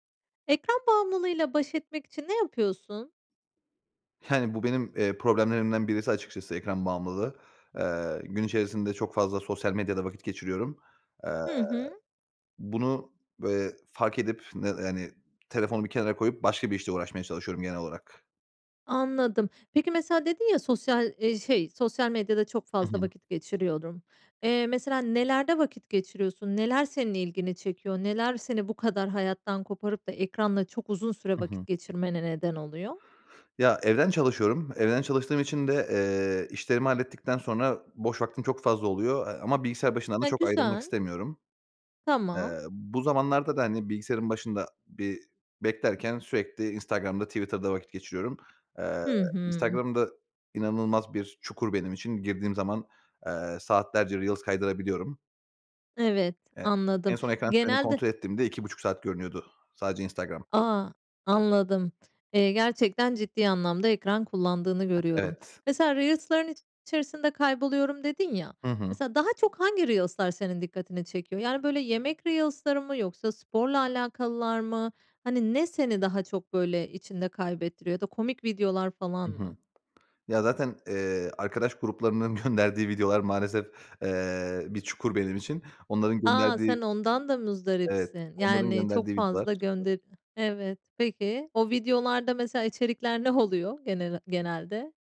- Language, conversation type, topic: Turkish, podcast, Ekran bağımlılığıyla baş etmek için ne yaparsın?
- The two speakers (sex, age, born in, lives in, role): female, 35-39, Turkey, Spain, host; male, 30-34, Turkey, Bulgaria, guest
- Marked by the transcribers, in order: other background noise; tapping; other noise; laughing while speaking: "gönderdiği"